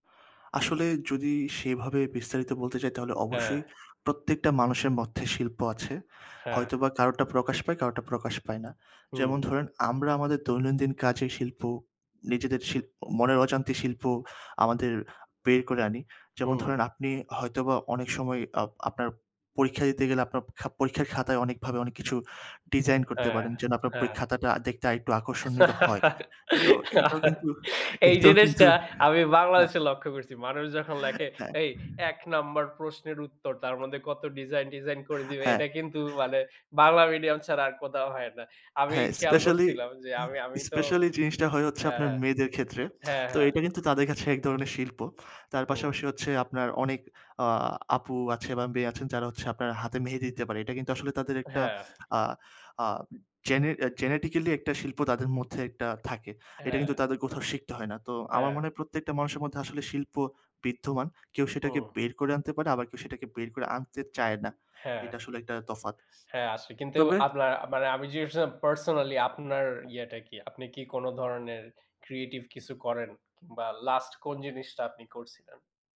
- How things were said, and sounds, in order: other background noise; laugh; laughing while speaking: "এইটাও কিন্তু"; lip smack
- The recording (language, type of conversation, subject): Bengali, unstructured, আপনি কি সব ধরনের শিল্পকর্ম তৈরি করতে চান, নাকি সব ধরনের খেলায় জিততে চান?